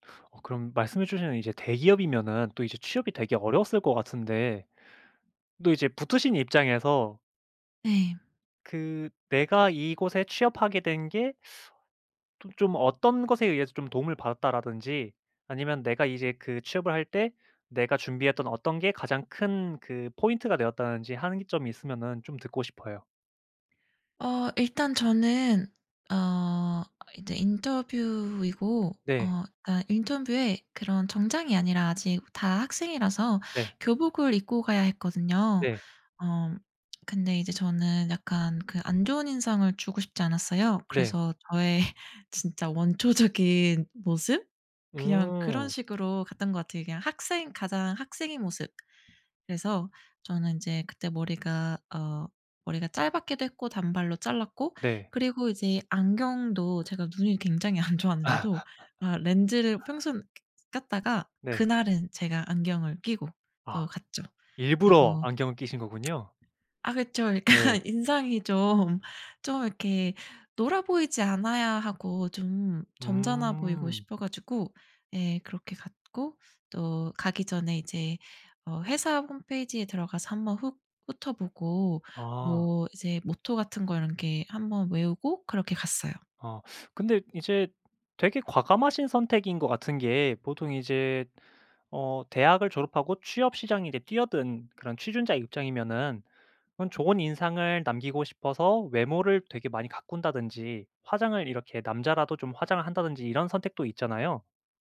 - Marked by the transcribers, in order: laughing while speaking: "저의"; laughing while speaking: "원초적인"; other background noise; laughing while speaking: "안"; laughing while speaking: "아"; laugh; laughing while speaking: "그러니까"
- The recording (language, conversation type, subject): Korean, podcast, 인생에서 가장 큰 전환점은 언제였나요?